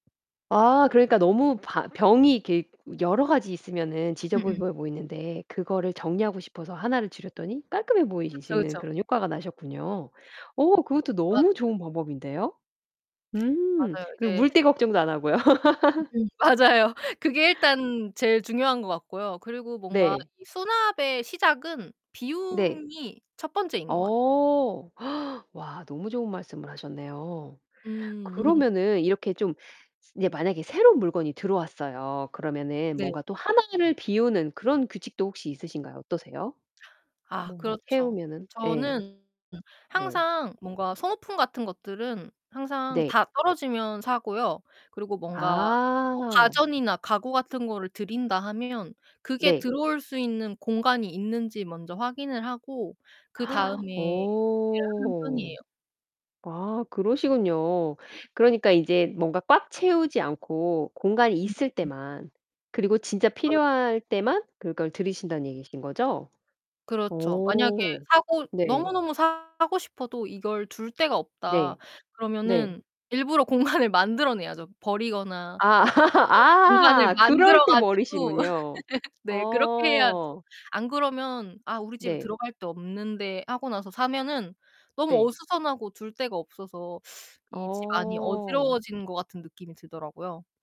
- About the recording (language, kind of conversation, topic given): Korean, podcast, 작은 공간에서도 수납을 잘할 수 있는 아이디어는 무엇인가요?
- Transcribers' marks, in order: tapping; "지저분해" said as "지저부부"; distorted speech; other background noise; laugh; laughing while speaking: "맞아요"; gasp; laugh; gasp; drawn out: "오"; laughing while speaking: "공간을"; laugh; unintelligible speech; laugh; drawn out: "어"; drawn out: "어"